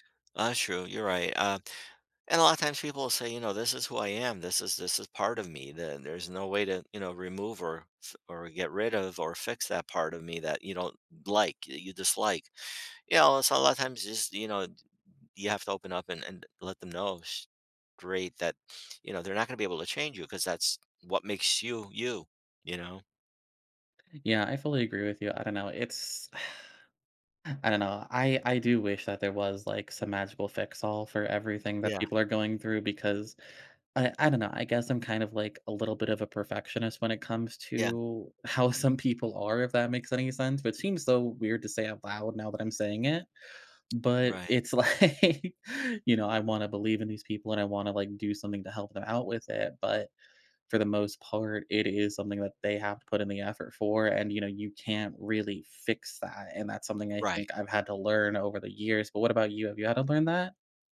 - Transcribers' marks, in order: other background noise; sigh; laughing while speaking: "like"
- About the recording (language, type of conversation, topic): English, unstructured, How can I stay connected when someone I care about changes?
- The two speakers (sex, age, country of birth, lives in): male, 30-34, United States, United States; male, 60-64, Italy, United States